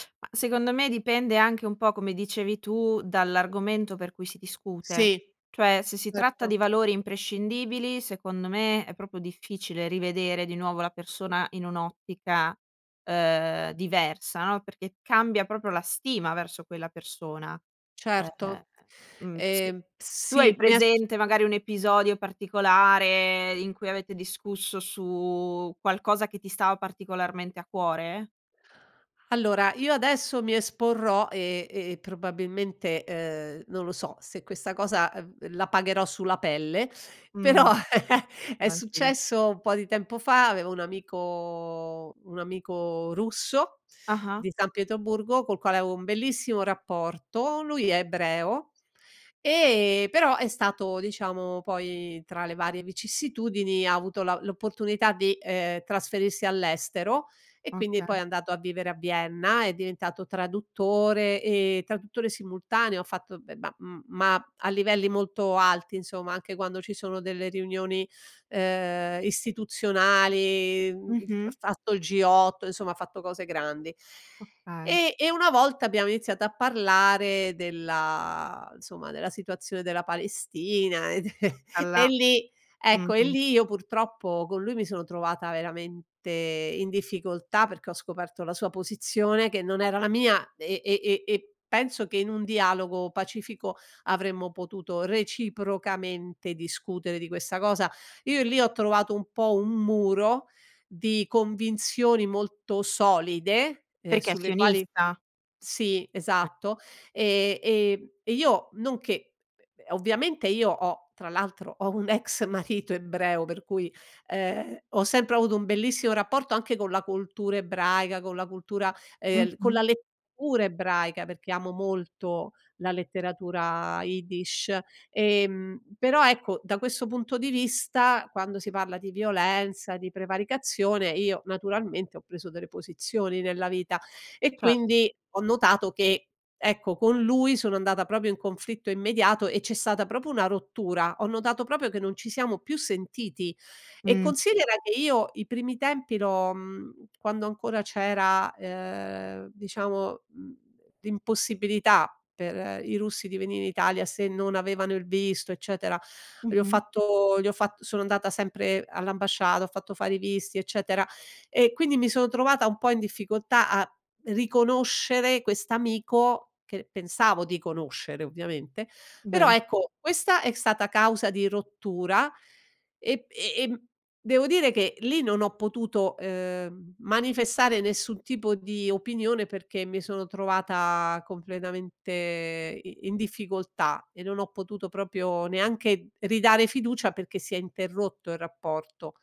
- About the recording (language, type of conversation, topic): Italian, podcast, Come si può ricostruire la fiducia dopo un conflitto?
- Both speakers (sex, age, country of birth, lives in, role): female, 25-29, Italy, Italy, host; female, 60-64, Italy, Italy, guest
- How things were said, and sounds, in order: tapping; "proprio" said as "propio"; "proprio" said as "propo"; chuckle; chuckle; other background noise; "proprio" said as "propio"; "proprio" said as "propo"; "proprio" said as "propio"; "proprio" said as "propio"